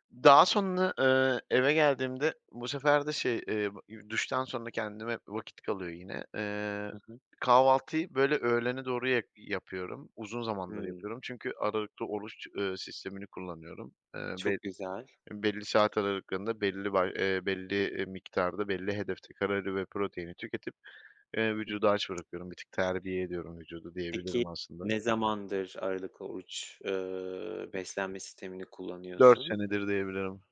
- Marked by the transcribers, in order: other background noise; tapping; other noise
- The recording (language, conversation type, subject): Turkish, podcast, Evde sabah rutininiz genelde nasıl oluyor?